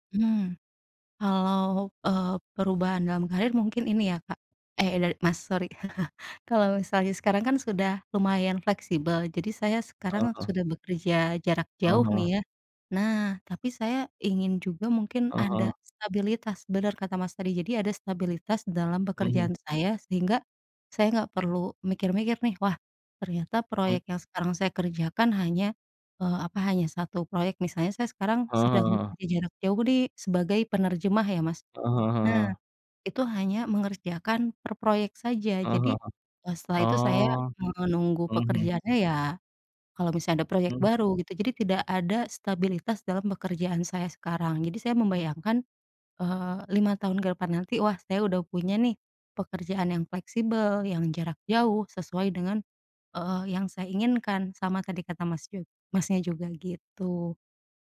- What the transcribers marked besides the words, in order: chuckle; other background noise; tapping
- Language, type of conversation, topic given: Indonesian, unstructured, Bagaimana kamu membayangkan hidupmu lima tahun ke depan?
- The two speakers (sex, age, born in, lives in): female, 35-39, Indonesia, Indonesia; male, 35-39, Indonesia, Indonesia